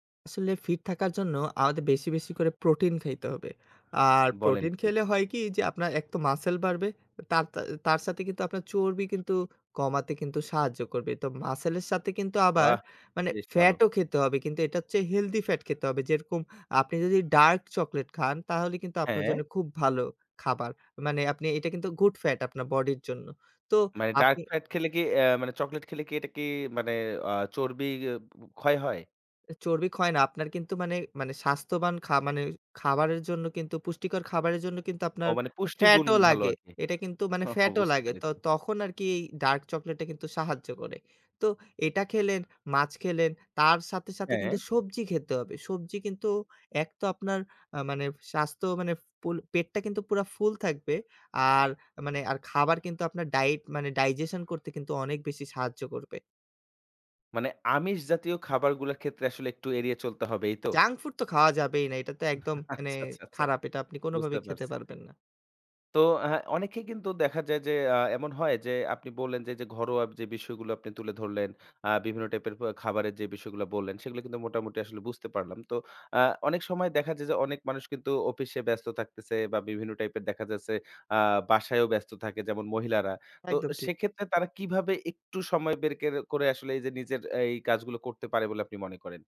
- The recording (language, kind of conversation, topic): Bengali, podcast, জিমে না গিয়েও কীভাবে ফিট থাকা যায়?
- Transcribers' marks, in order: laughing while speaking: "ওহ! বুঝতে পেরেছি"; laughing while speaking: "আচ্ছা, আচ্ছা, আচ্ছা"